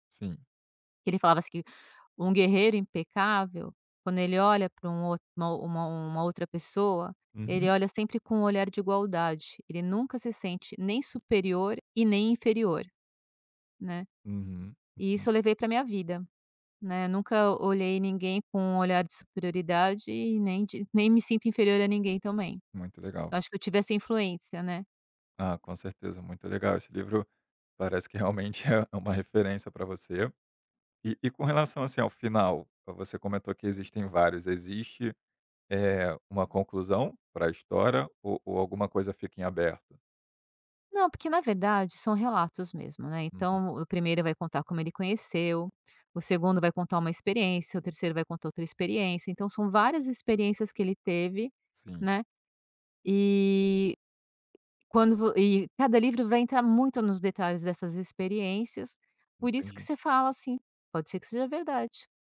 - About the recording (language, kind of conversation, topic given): Portuguese, podcast, Qual personagem de livro mais te marcou e por quê?
- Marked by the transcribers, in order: other background noise; tapping